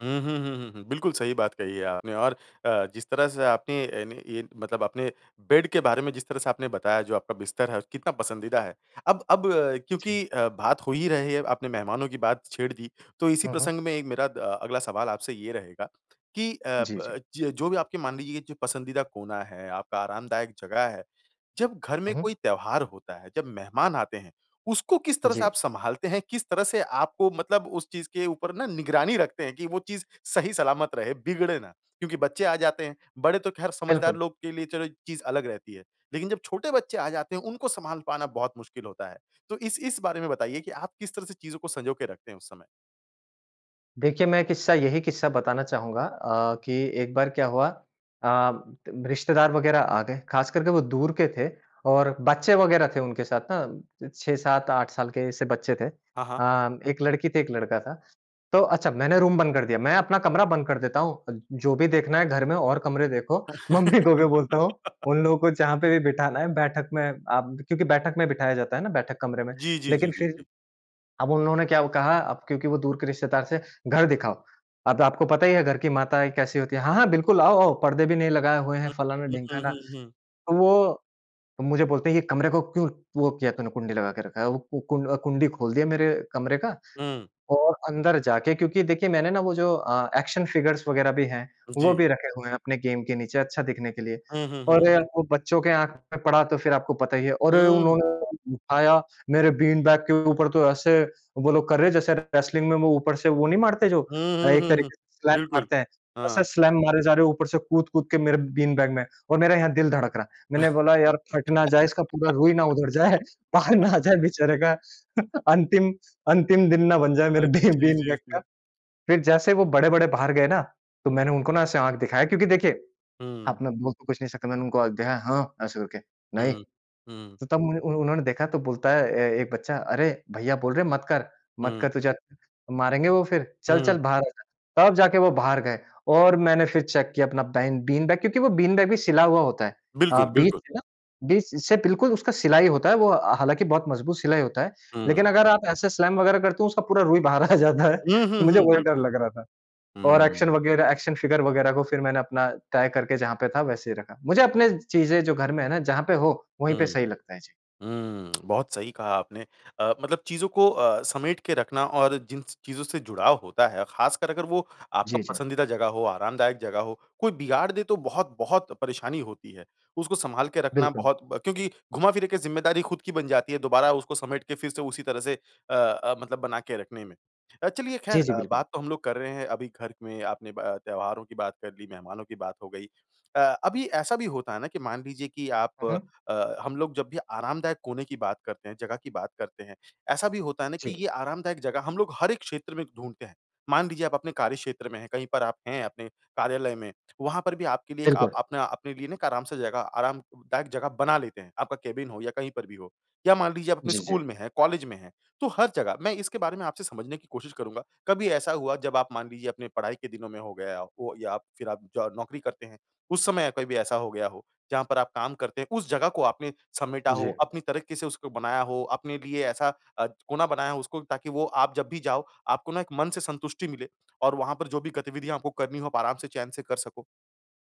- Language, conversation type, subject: Hindi, podcast, तुम्हारे घर की सबसे आरामदायक जगह कौन सी है और क्यों?
- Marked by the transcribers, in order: in English: "बेड"; tapping; laughing while speaking: "मम्मी को भी बोलता हूँ"; laugh; in English: "एक्शन फ़िगर्स"; in English: "बीन बैग"; in English: "रेसलिंग"; in English: "स्लैम"; in English: "स्लैम"; in English: "बीन बैग"; laugh; laughing while speaking: "उधड़ जाए, बाहर ना आ … बीन बैग का"; in English: "बी बीन बैग"; in English: "बीन बैग"; in English: "बीन बैग"; in English: "स्लैम"; laughing while speaking: "उसका पूरा रुई बाहर आ जाता है"; in English: "एक्शन फ़िगर"; tongue click; in English: "केबिन"